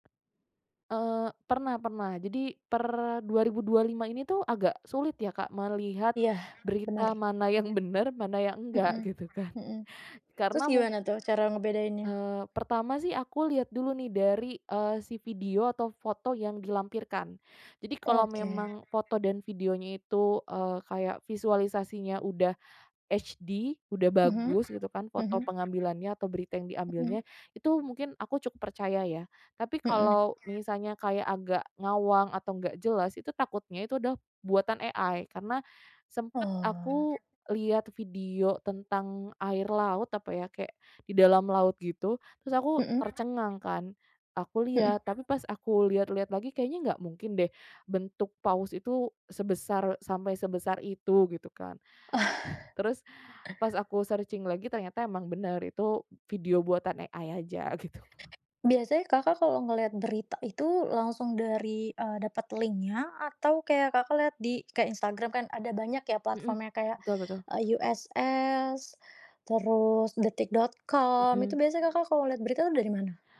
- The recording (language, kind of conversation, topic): Indonesian, podcast, Bagaimana cara kamu membedakan berita asli dan hoaks di internet?
- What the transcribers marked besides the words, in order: tapping; background speech; other background noise; in English: "HD"; in English: "AI"; inhale; breath; in English: "searching"; in English: "AI"; chuckle; in English: "link-nya"